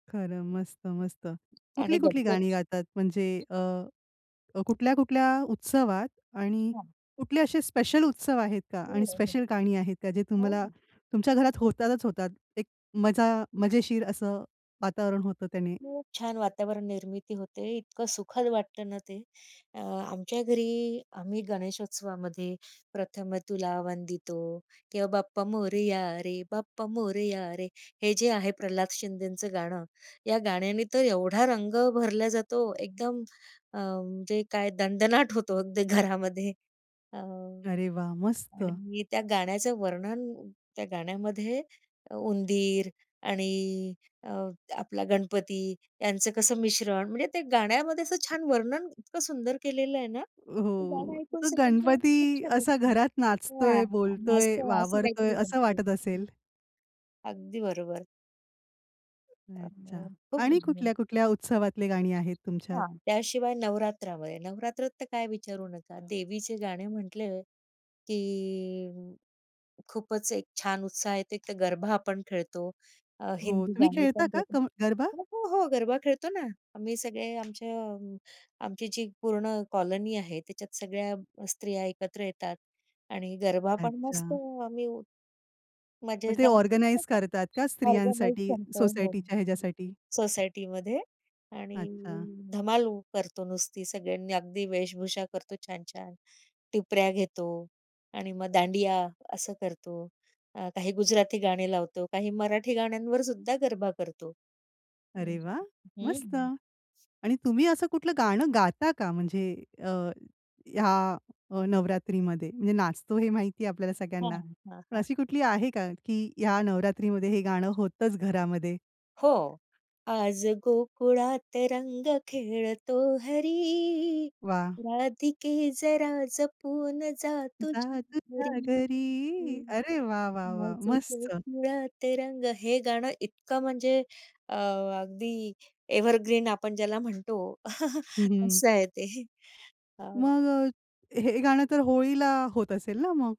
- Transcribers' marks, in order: other noise; other background noise; tapping; joyful: "दणदणाट होतो अगदी घरामध्ये"; in English: "ऑर्गनाइज"; laugh; in English: "ऑर्गनाइज"; singing: "आज गोकुळात रंग खेळतो हरी … आज गोकुळात रंग"; singing: "जा तुझ्या घरी"; in English: "एव्हरग्रीन"; chuckle
- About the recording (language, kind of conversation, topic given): Marathi, podcast, तुमच्या कुटुंबातील कोणत्या गाण्यांमुळे तुमची संस्कृती जपली गेली आहे असे तुम्हाला वाटते?